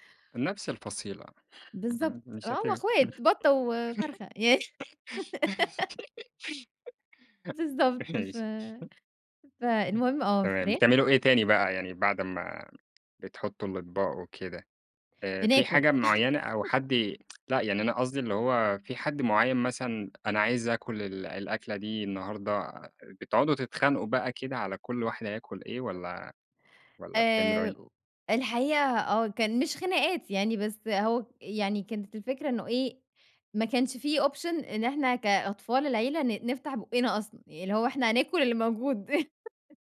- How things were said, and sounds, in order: laugh; chuckle; laughing while speaking: "ماشي"; chuckle; other background noise; in English: "option"; chuckle
- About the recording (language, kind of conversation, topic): Arabic, podcast, إيه أكلة من طفولتك لسه بتوحشك وبتشتاق لها؟